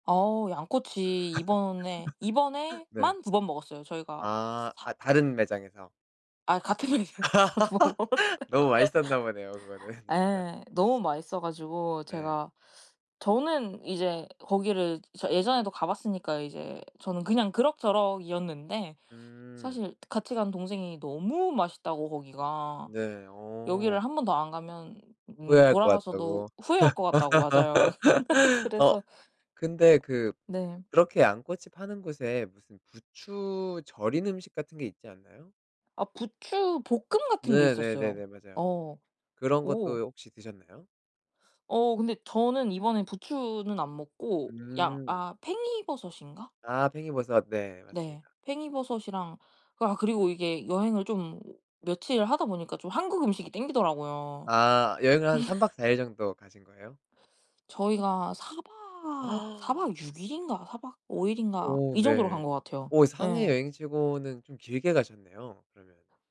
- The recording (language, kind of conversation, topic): Korean, podcast, 음식 때문에 떠난 여행 기억나요?
- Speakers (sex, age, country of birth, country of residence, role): female, 20-24, South Korea, Japan, guest; male, 30-34, South Korea, South Korea, host
- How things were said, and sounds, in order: laugh; laughing while speaking: "같은 매장에서 두 번 먹었어요"; laugh; laugh; other background noise; laugh; laugh; laugh; gasp